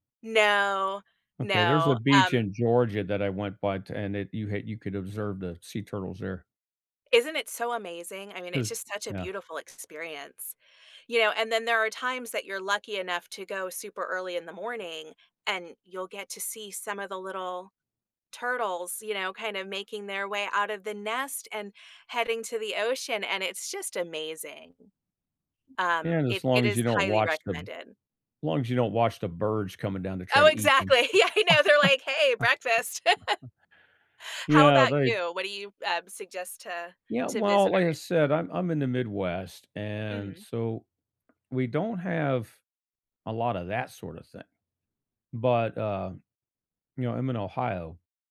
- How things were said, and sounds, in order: tapping; other background noise; laughing while speaking: "Yeah"; laugh; chuckle
- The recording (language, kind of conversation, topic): English, unstructured, What local hidden gems do you love recommending to friends, and why are they meaningful to you?
- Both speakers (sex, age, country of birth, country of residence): female, 45-49, United States, United States; male, 55-59, United States, United States